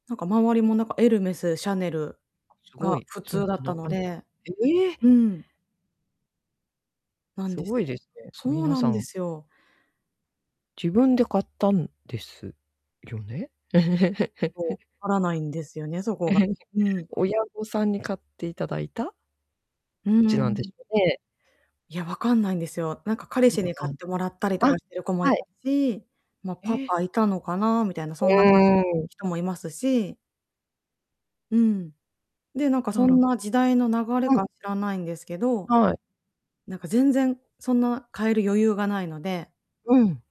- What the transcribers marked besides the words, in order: distorted speech; chuckle; unintelligible speech
- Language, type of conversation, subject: Japanese, advice, 人生の意味はどうやって見つければよいですか？